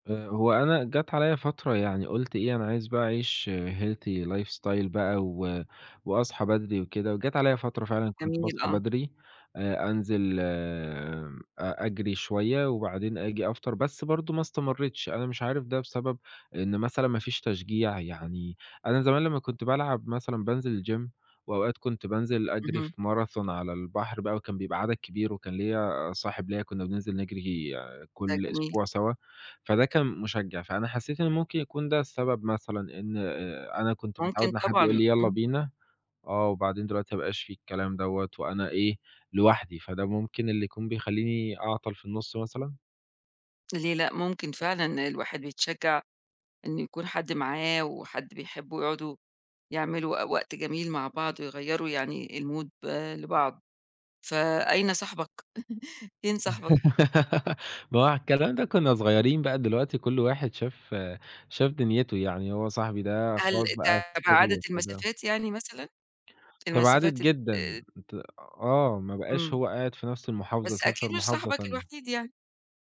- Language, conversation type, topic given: Arabic, advice, إزاي أبدأ أمارس رياضة وأنا خايف أفشل أو أتحرج؟
- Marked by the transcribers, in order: in English: "Healthy life style"; in English: "الGym"; in English: "Marathon"; in English: "الMood"; laugh; giggle; other background noise